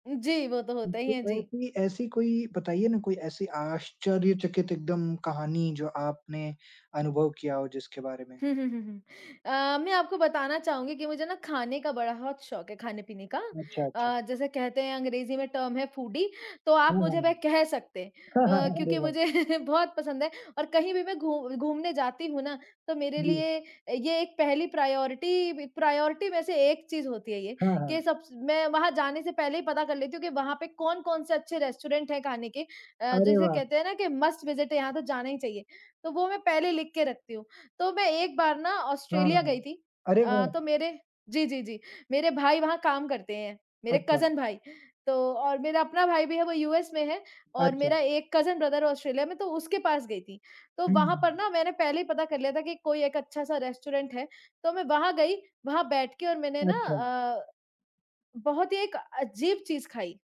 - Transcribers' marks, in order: in English: "टर्म"; in English: "फूडी"; laugh; in English: "प्रायोरिटी"; in English: "प्रायोरिटी"; in English: "रेस्टोरेंट"; in English: "मस्ट विज़िट"; in English: "कज़िन"; in English: "कज़िन ब्रदर"; in English: "रेस्टोरेंट"
- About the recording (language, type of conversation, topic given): Hindi, unstructured, क्या यात्रा के दौरान आपको कभी कोई हैरान कर देने वाली कहानी मिली है?